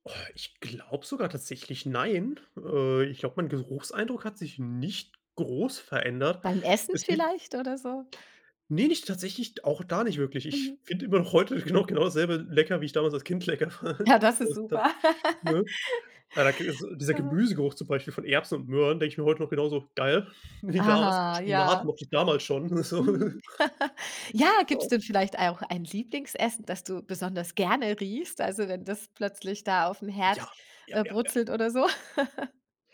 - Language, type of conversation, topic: German, podcast, Welche Gerüche wecken bei dir sofort Erinnerungen?
- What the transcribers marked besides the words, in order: laughing while speaking: "lecker fand"; unintelligible speech; laugh; tapping; laugh; laughing while speaking: "so"; chuckle; other background noise; laugh